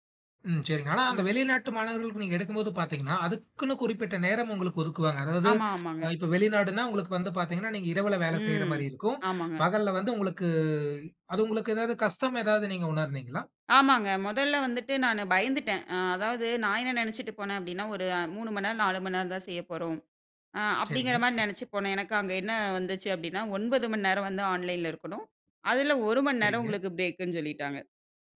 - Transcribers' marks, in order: drawn out: "உங்களுக்கு"; tapping; in English: "ஆன்லைன்ல"; other noise; in English: "பிரேக்குன்னு"
- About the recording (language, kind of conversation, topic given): Tamil, podcast, தன்னைத்தானே பேசி உங்களை ஊக்குவிக்க நீங்கள் பயன்படுத்தும் வழிமுறைகள் என்ன?